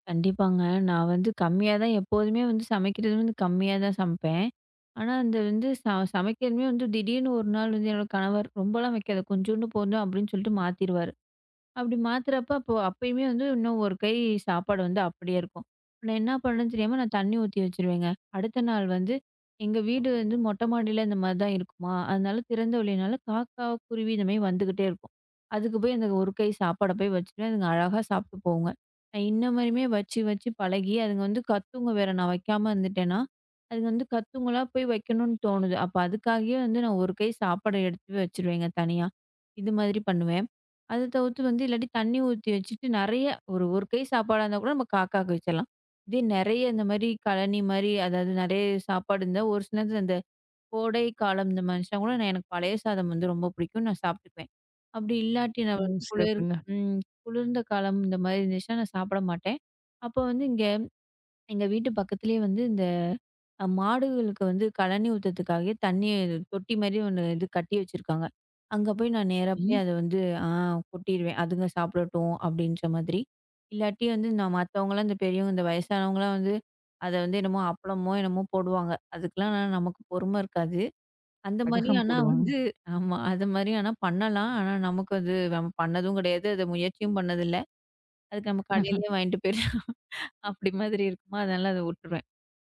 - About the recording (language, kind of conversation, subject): Tamil, podcast, உணவு வீணாவதைத் தவிர்க்க எளிய வழிகள் என்ன?
- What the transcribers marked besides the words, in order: swallow; unintelligible speech; laughing while speaking: "வந்து ஆமா"; chuckle; laughing while speaking: "போயிர்லாம்"